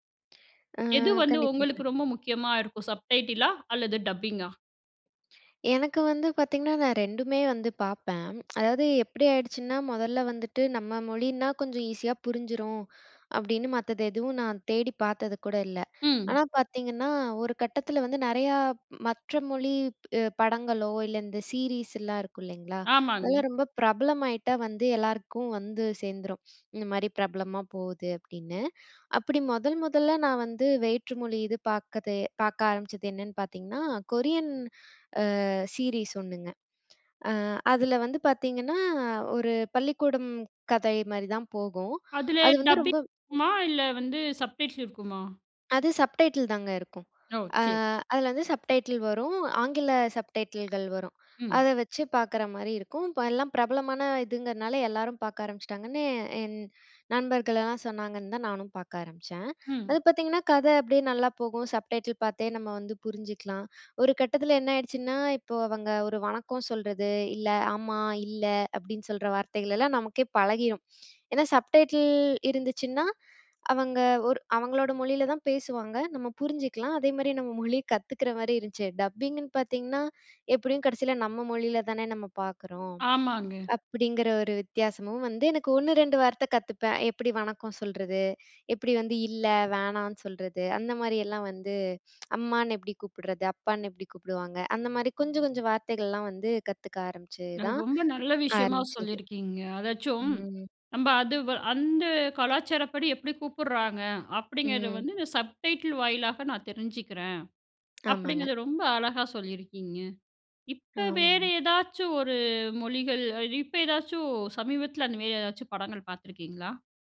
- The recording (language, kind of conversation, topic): Tamil, podcast, சப்டைட்டில்கள் அல்லது டப்பிங் காரணமாக நீங்கள் வேறு மொழிப் படங்களை கண்டுபிடித்து ரசித்திருந்தீர்களா?
- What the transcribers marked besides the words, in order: drawn out: "அ"; other noise; in English: "சப்டைட்டில்"; in English: "சப்டைட்டில்"; in English: "சப்டைட்டில்கள்"; in English: "சப்டைட்டில்"; in English: "சப்டைட்டில்"; in English: "டப்பிங்குன்னு"; other background noise; in English: "சப்டைட்டில்"